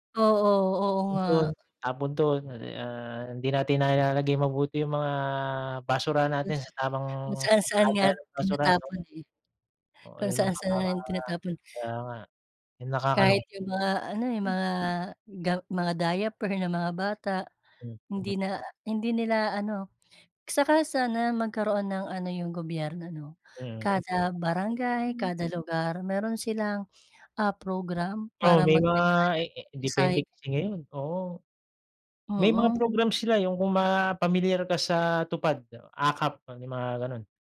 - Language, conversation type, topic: Filipino, unstructured, Paano sa tingin mo naaapektuhan ng polusyon ang kalikasan ngayon, at bakit mahalaga pa rin ang mga puno sa ating buhay?
- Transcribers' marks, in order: other background noise